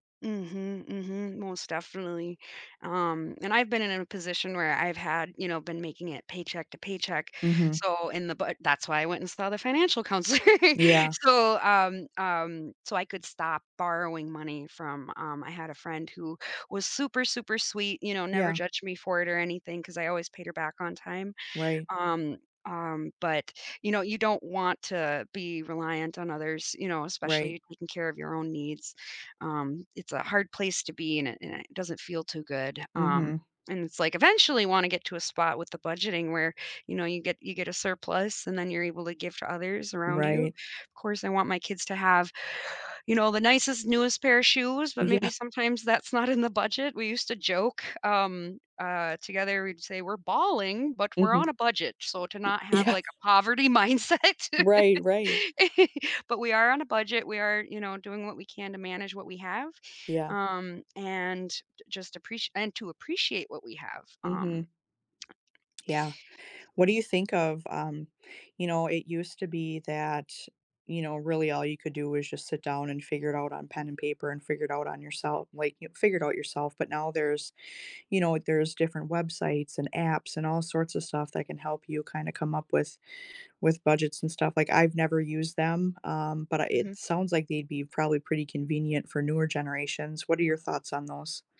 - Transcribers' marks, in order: laughing while speaking: "counselor"; laughing while speaking: "Yeah"; inhale; laughing while speaking: "that's not in"; other background noise; laughing while speaking: "Yeah"; laughing while speaking: "mindset"; giggle; tapping; other noise
- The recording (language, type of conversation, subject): English, unstructured, How can I create the simplest budget?
- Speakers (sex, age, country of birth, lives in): female, 35-39, United States, United States; female, 45-49, United States, United States